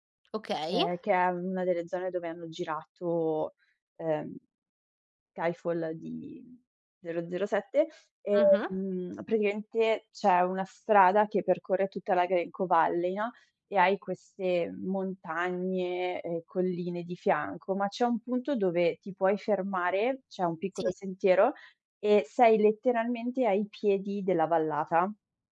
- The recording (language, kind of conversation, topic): Italian, podcast, Raccontami di un viaggio che ti ha cambiato la vita?
- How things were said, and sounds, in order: none